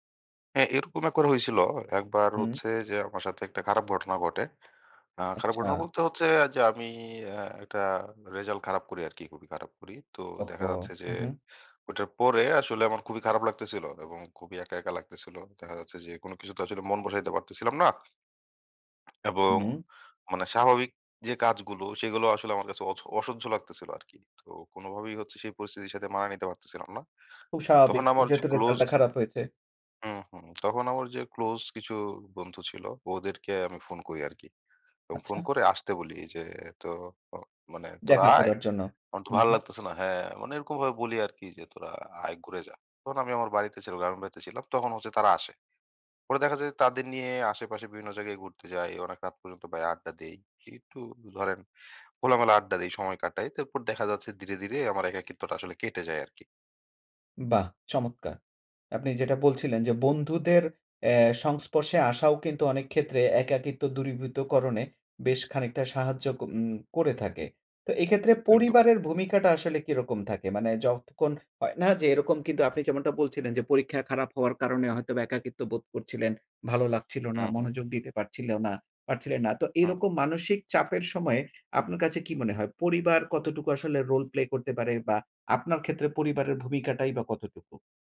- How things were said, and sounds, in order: tapping
- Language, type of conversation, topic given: Bengali, podcast, আপনি একা অনুভব করলে সাধারণত কী করেন?